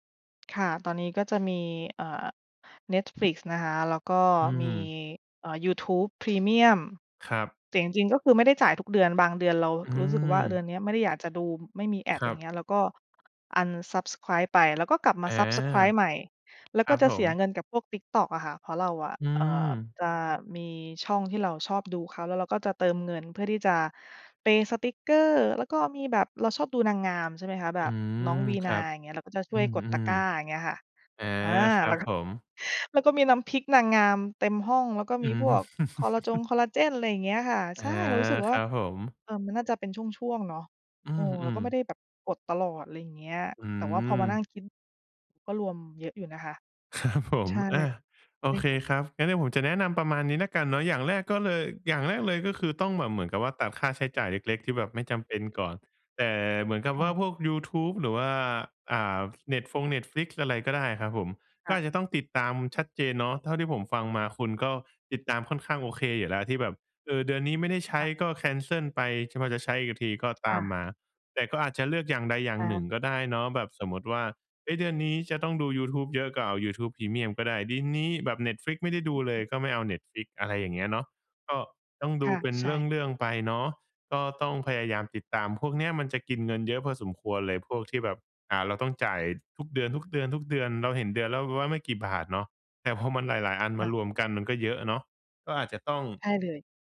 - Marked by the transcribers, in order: in English: "ads"; in English: "unsubscribe"; in English: "ซับสไกรบ์"; laughing while speaking: "แล้วก็มีน้ำพริกนางงาม"; laughing while speaking: "อืม"; chuckle; laughing while speaking: "ครับผม"; in English: "แคนเซิล"
- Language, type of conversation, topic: Thai, advice, จะลดค่าใช้จ่ายโดยไม่กระทบคุณภาพชีวิตได้อย่างไร?